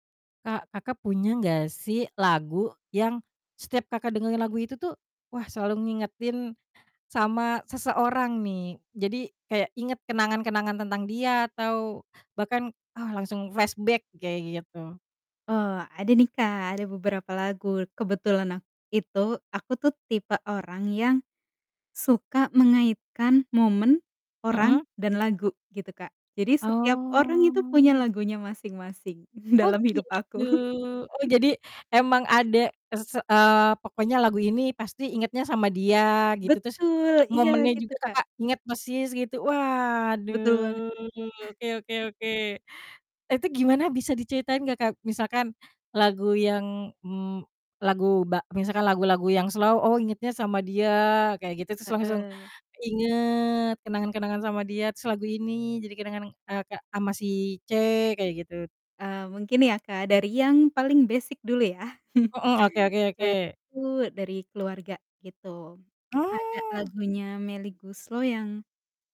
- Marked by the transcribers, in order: in English: "flashback"; drawn out: "Oh"; laughing while speaking: "dalam"; distorted speech; chuckle; drawn out: "Waduh"; in English: "slow"; chuckle
- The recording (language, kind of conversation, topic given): Indonesian, podcast, Apakah ada lagu yang selalu mengingatkanmu pada seseorang tertentu?